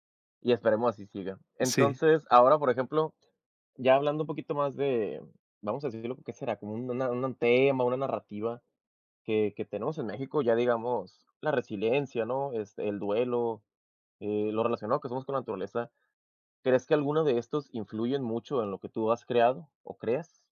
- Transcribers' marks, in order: none
- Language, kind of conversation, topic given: Spanish, podcast, ¿Cómo influye tu identidad cultural en lo que creas?